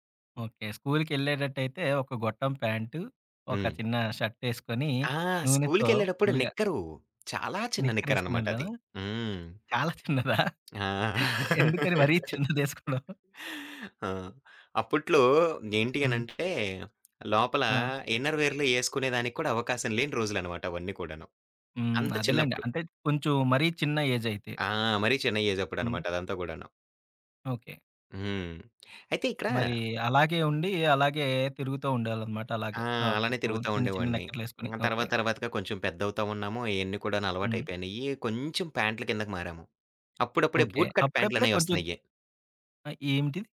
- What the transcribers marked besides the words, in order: tapping; laughing while speaking: "చిన్నదా? ఎందుకని మరీ చిన్నదేసుకోడం?"; other background noise; chuckle; giggle; in English: "బూట్ కట్"
- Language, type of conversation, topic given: Telugu, podcast, నీ స్టైల్‌కు ప్రేరణ ఎవరు?